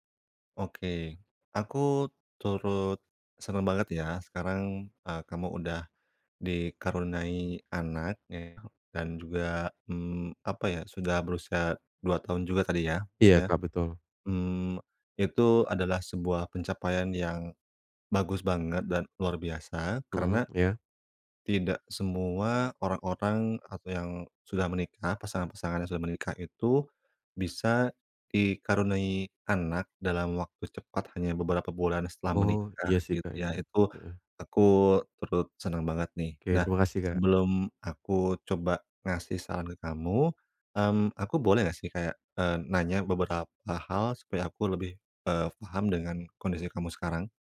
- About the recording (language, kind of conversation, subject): Indonesian, advice, Kapan saya tahu bahwa ini saat yang tepat untuk membuat perubahan besar dalam hidup saya?
- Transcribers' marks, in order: none